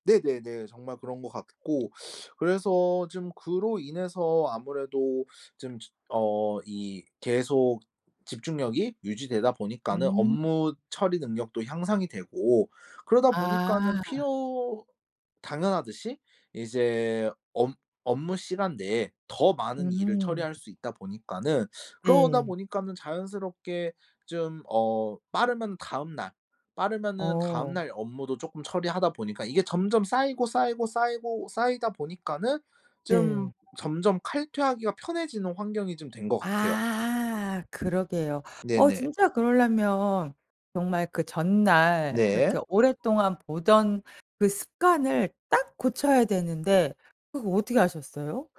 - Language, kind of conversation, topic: Korean, podcast, 칼퇴근을 지키려면 어떤 습관이 필요할까요?
- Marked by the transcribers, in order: teeth sucking; siren; other background noise; tapping